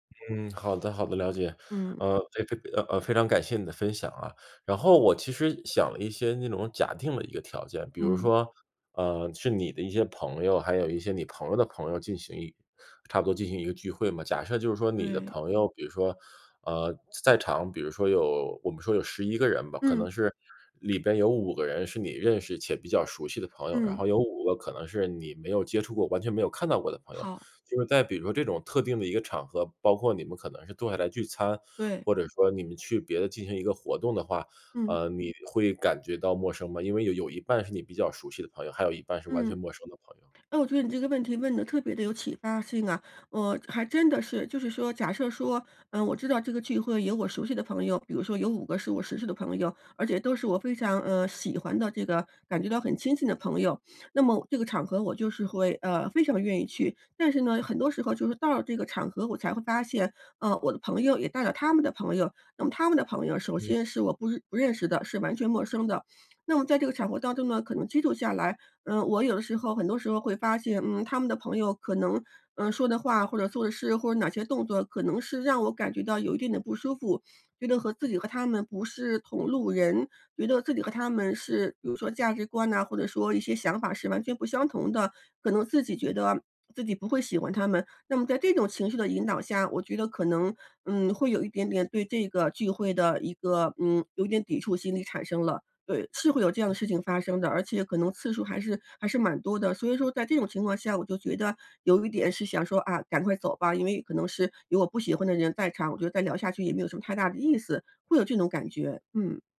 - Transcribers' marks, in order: other background noise; tapping
- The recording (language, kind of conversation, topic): Chinese, advice, 在聚会中感到尴尬和孤立时，我该怎么办？